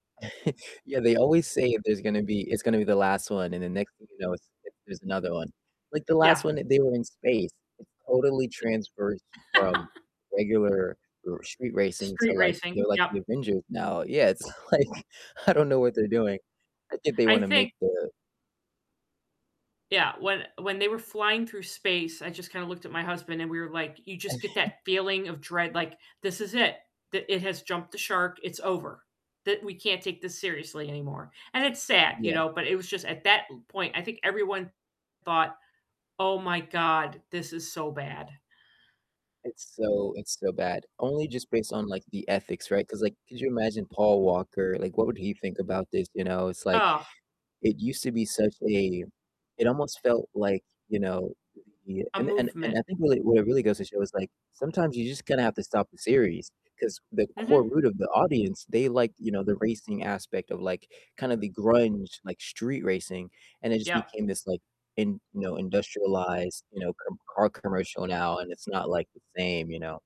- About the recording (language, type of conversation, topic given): English, unstructured, What are your weekend viewing rituals, from snacks and setup to who you watch with?
- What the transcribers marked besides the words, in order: chuckle; distorted speech; other background noise; laugh; laughing while speaking: "like I don't know"; chuckle